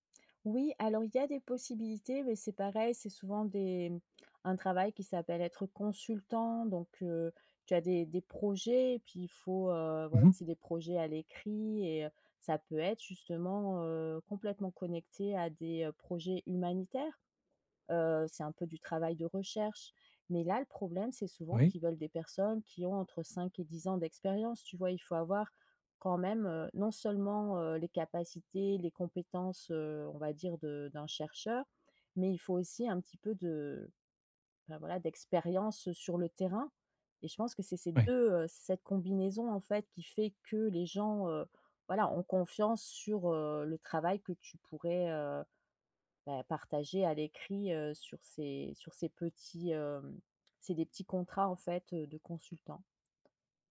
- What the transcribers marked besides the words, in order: tapping; other background noise; stressed: "deux"
- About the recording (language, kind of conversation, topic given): French, advice, Pourquoi ai-je l’impression de stagner dans mon évolution de carrière ?